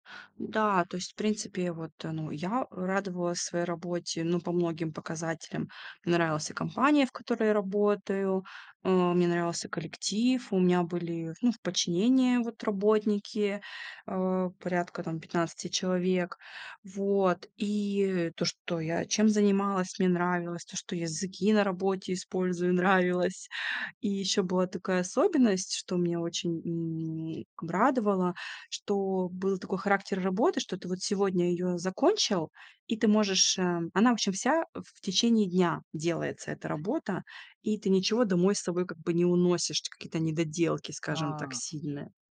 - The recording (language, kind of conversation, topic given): Russian, podcast, Как вы решаетесь уйти со стабильной работы?
- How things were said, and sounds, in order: tapping; other background noise